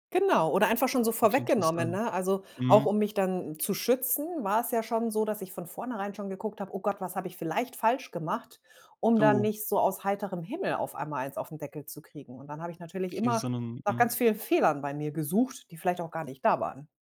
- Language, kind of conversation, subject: German, podcast, Wie verzeihst du dir selbst?
- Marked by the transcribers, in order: unintelligible speech